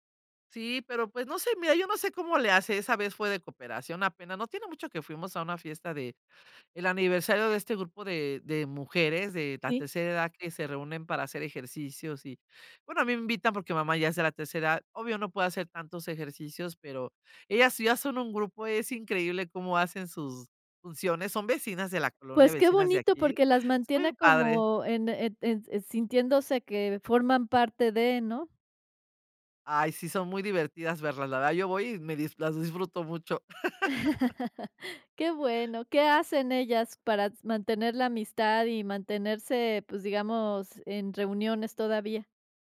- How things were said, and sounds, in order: laugh
- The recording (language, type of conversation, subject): Spanish, podcast, ¿Qué recuerdos tienes de comidas compartidas con vecinos o familia?